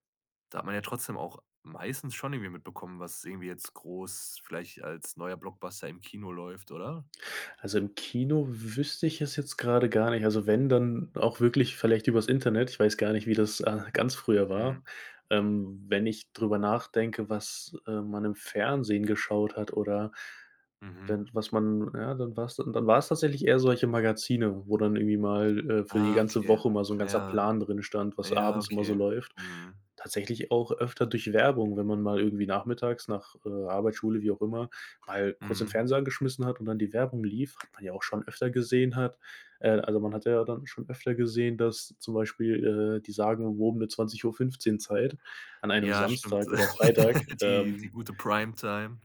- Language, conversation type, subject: German, podcast, Wie beeinflussen soziale Medien, was du im Fernsehen schaust?
- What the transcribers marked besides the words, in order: other background noise; chuckle